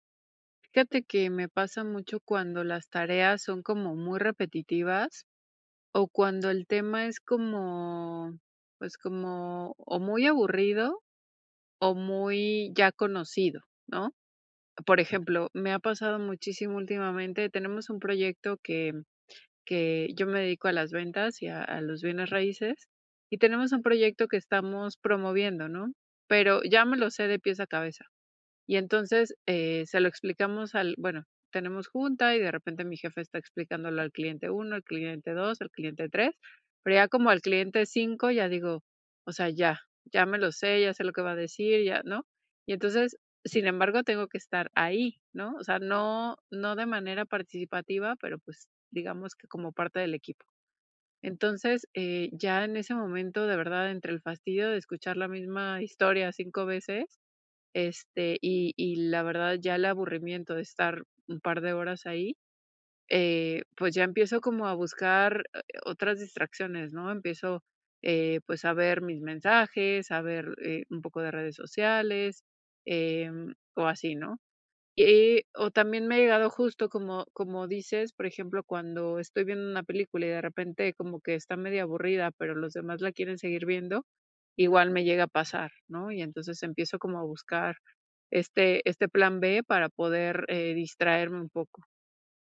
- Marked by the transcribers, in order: none
- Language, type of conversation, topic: Spanish, advice, ¿Cómo puedo evitar distraerme cuando me aburro y así concentrarme mejor?